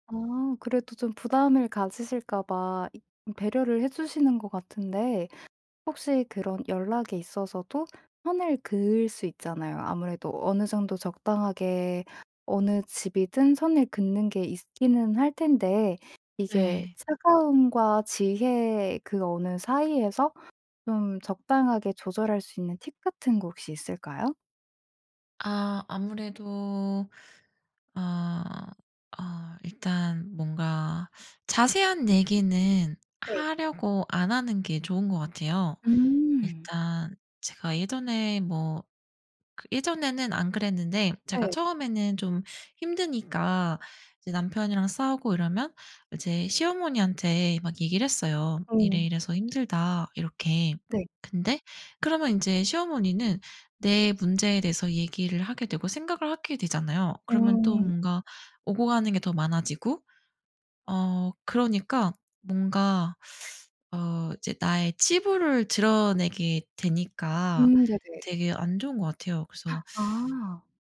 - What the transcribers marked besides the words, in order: other background noise; tapping; gasp
- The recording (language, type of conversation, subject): Korean, podcast, 시댁과 처가와는 어느 정도 거리를 두는 게 좋을까요?